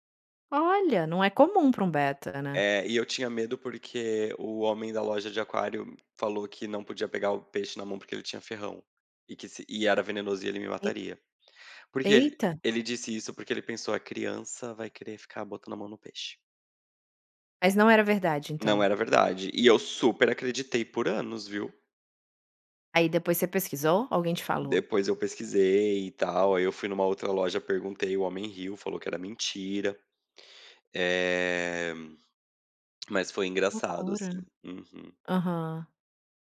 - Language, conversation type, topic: Portuguese, advice, Devo comprar uma casa própria ou continuar morando de aluguel?
- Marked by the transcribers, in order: none